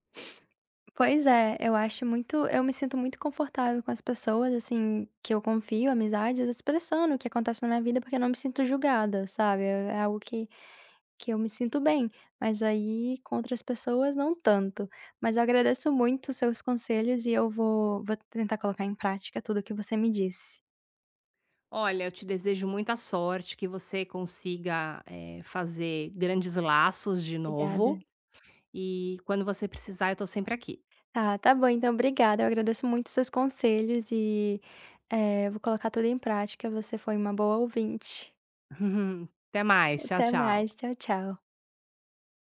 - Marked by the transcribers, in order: chuckle
- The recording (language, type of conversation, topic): Portuguese, advice, Como posso começar a expressar emoções autênticas pela escrita ou pela arte?